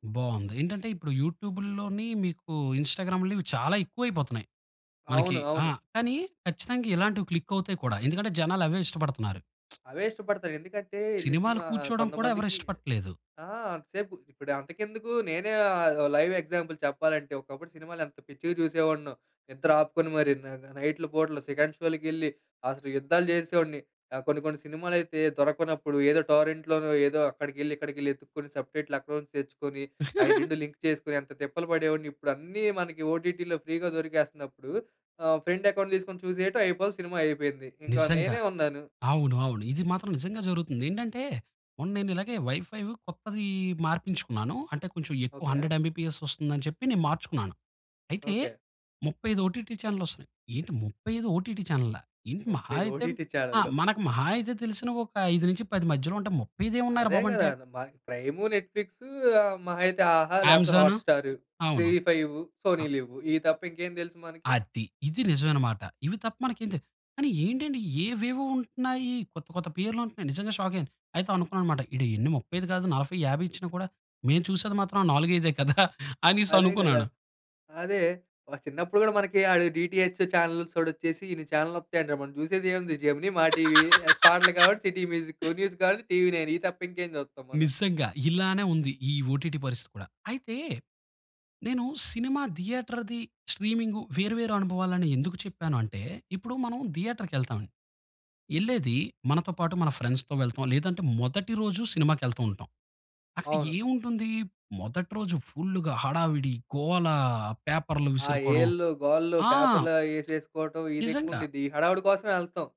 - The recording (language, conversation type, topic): Telugu, podcast, స్ట్రీమింగ్ వేదికలు రావడంతో సినిమా చూసే అనుభవం మారిందా?
- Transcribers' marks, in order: in English: "ఇన్స్టాగ్రామ్‌లో"; in English: "క్లిక్"; lip smack; in English: "లైవ్ ఎగ్జాంపుల్"; in English: "టోరెంట్‌లోనో"; in English: "సబ్‌టైటిల్ అకౌంట్స్"; in English: "లింక్"; laugh; in English: "ఓటిటి‌లో ఫ్రీ‌గా"; in English: "ఫ్రెండ్ అకౌంట్"; in English: "వైఫై"; in English: "హండ్రెడ్ ఎంబీపీఎస్"; in English: "ఓటీటీ"; in English: "ఓటిటి"; in English: "నెట్ ఫ్లిక్స్"; in English: "ఆహా"; in English: "అమెజాన్"; in English: "హాట్ స్టార్, జీ ఫైవ్, సోనీ లీవ్"; other noise; stressed: "అది"; in English: "షాక్"; chuckle; in English: "డీటీహెచ్"; laugh; in English: "న్యూస్"; in English: "ఓటీటీ"; in English: "థియేటర్‌ది"; in English: "ఫ్రెండ్స్‌తో"; lip smack